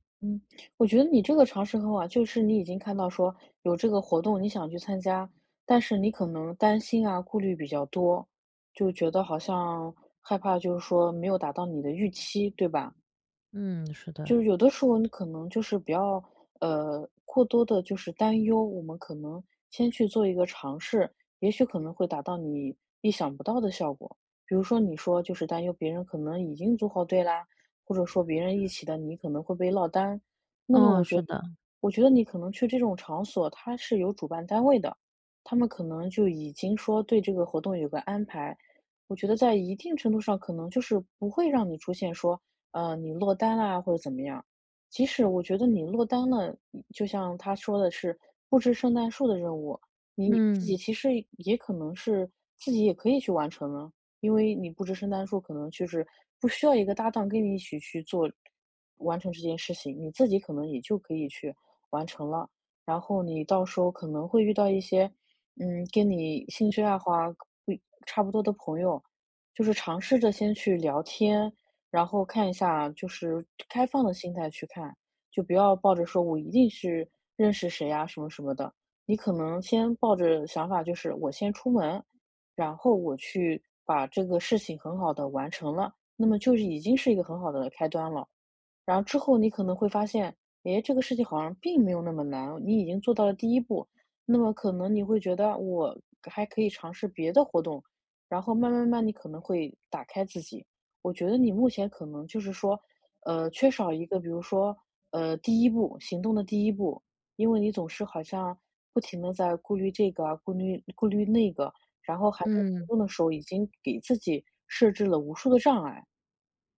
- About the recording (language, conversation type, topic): Chinese, advice, 休闲时间总觉得无聊，我可以做些什么？
- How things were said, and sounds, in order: other background noise; tsk